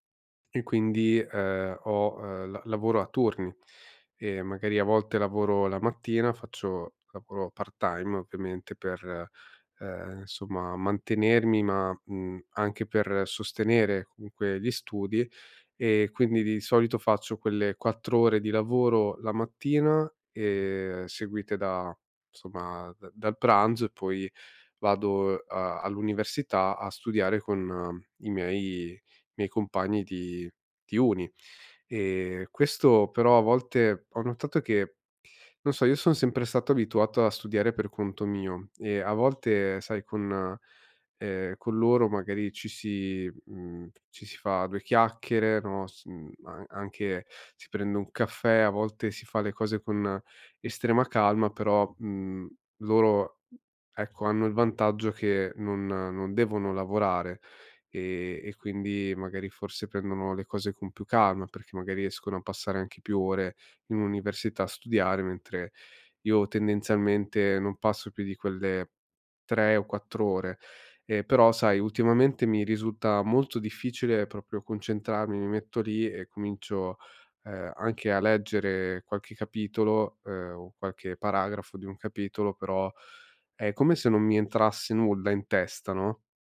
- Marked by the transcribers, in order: "insomma" said as "nsomma"; "insomma" said as "nsomma"
- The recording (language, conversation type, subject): Italian, advice, Perché faccio fatica a iniziare compiti lunghi e complessi?